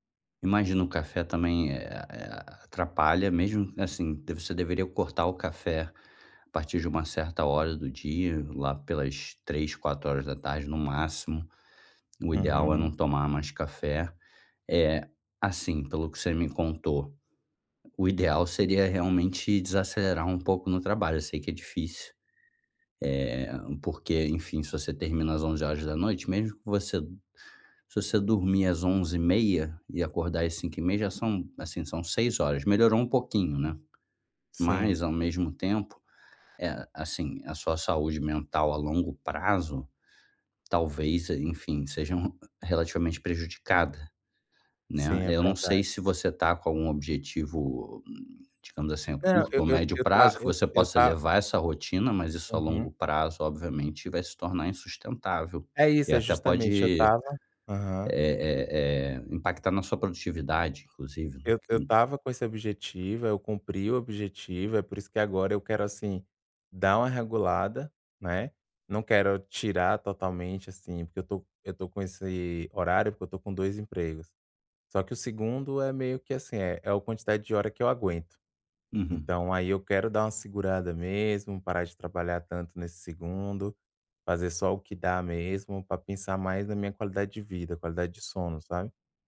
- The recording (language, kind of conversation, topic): Portuguese, advice, Como posso manter um horário de sono mais regular?
- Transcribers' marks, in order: unintelligible speech